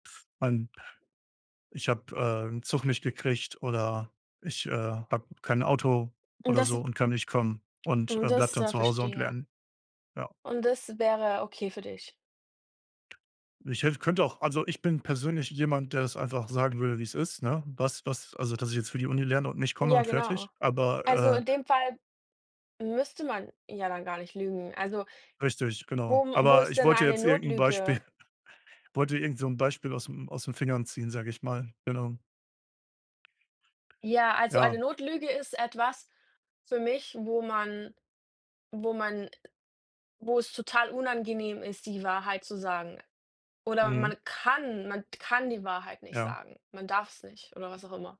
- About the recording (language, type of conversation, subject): German, unstructured, Wann ist es in Ordnung, eine Notlüge zu erzählen?
- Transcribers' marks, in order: other background noise; tapping; chuckle; stressed: "kann"